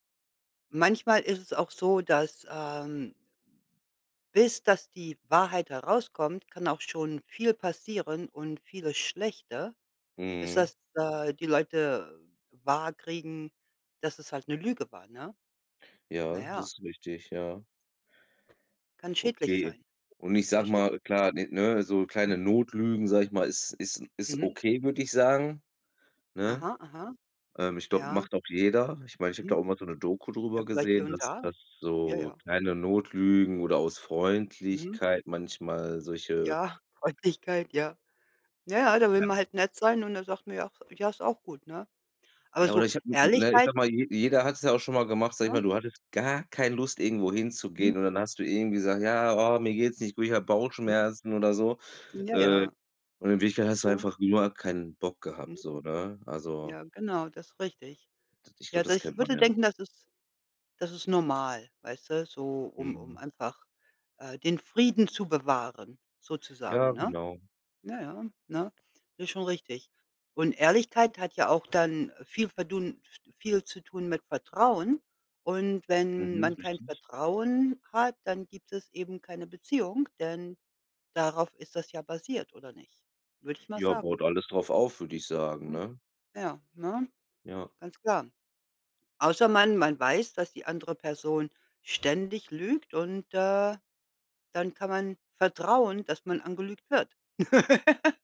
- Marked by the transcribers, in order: tapping; laughing while speaking: "jeder"; stressed: "gar keine"; other background noise; "angelogen" said as "angelügt"; chuckle
- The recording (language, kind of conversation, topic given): German, unstructured, Wie wichtig ist Ehrlichkeit in einer Beziehung für dich?